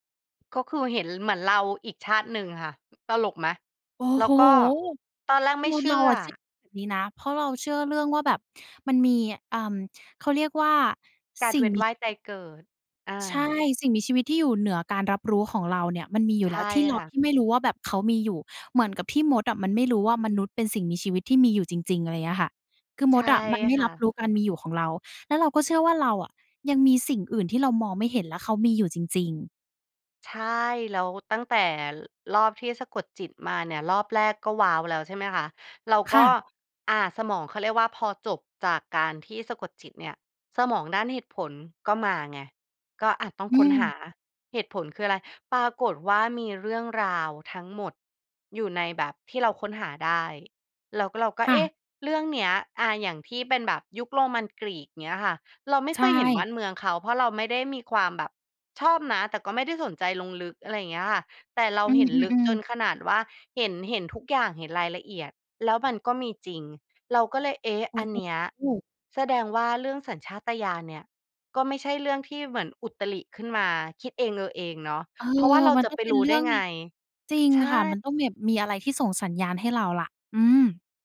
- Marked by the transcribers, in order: tapping
- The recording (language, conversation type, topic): Thai, podcast, เราควรปรับสมดุลระหว่างสัญชาตญาณกับเหตุผลในการตัดสินใจอย่างไร?